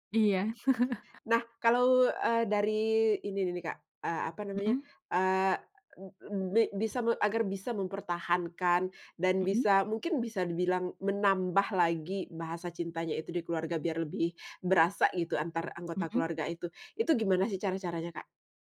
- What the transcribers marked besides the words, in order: chuckle
- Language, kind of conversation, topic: Indonesian, podcast, Bagaimana pengalamanmu saat pertama kali menyadari bahasa cinta keluargamu?